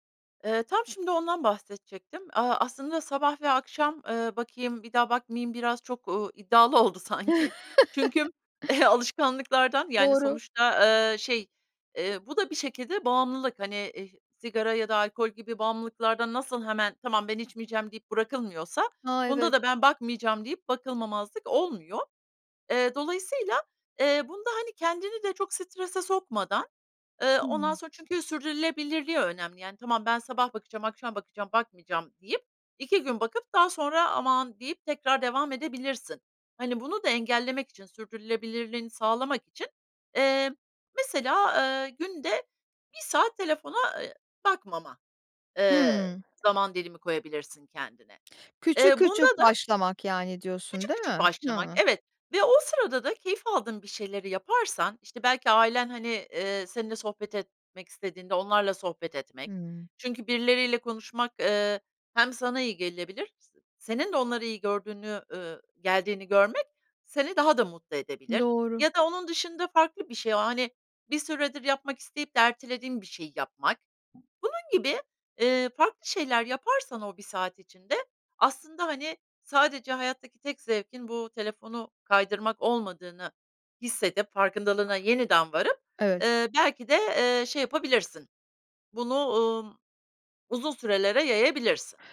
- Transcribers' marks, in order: chuckle; laughing while speaking: "alışkanlıklardan"; tapping; other background noise
- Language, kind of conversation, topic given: Turkish, advice, Telefon ve sosyal medya sürekli dikkat dağıtıyor